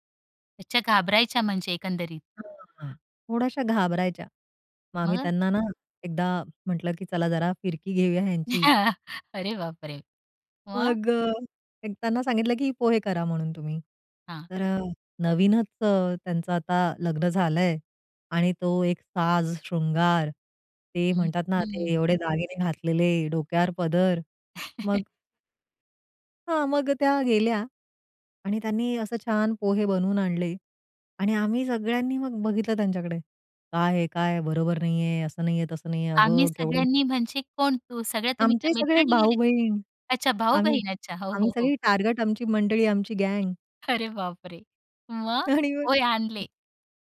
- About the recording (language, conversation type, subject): Marathi, podcast, नवीन लोकांना सामावून घेण्यासाठी काय करायचे?
- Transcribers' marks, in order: unintelligible speech; chuckle; laughing while speaking: "अरे बापरे! मग?"; put-on voice: "हं, हं"; chuckle; other background noise; laughing while speaking: "अरे बापरे! मग पोहे आणले"; laughing while speaking: "आणि मग"; other noise